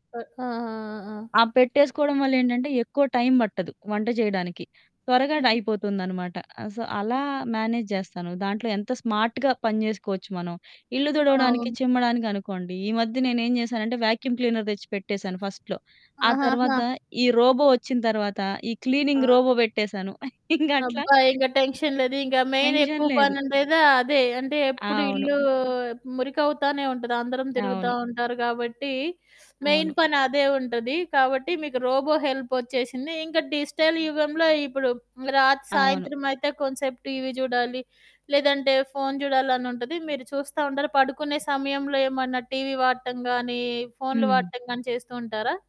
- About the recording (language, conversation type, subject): Telugu, podcast, వృత్తి–వ్యక్తిగత జీవనం సమతుల్యంగా ఉండేందుకు డిజిటల్ సరిహద్దులు ఎలా ఏర్పాటు చేసుకోవాలో చెప్పగలరా?
- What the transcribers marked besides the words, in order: static; in English: "సో"; in English: "మ్యానేజ్"; in English: "స్మార్ట్‌గా"; in English: "వ్యాక్యూమ్ క్లీనర్"; other background noise; in English: "ఫస్ట్‌లో"; in English: "రోబో"; in English: "క్లీనింగ్ రోబో"; chuckle; in English: "టెన్షన్"; in English: "టెన్షన్"; in English: "మెయిన్"; in English: "మెయిన్"; in English: "రోబో"; in English: "డిజిటల్"